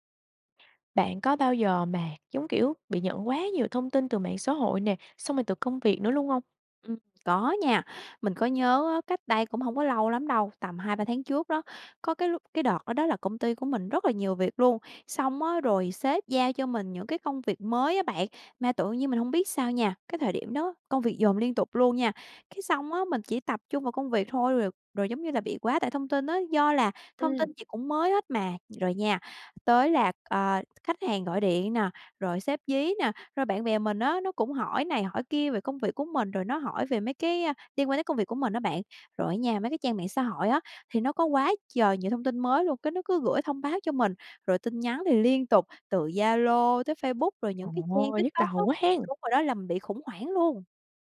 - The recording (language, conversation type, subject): Vietnamese, podcast, Bạn đối phó với quá tải thông tin ra sao?
- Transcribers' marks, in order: tapping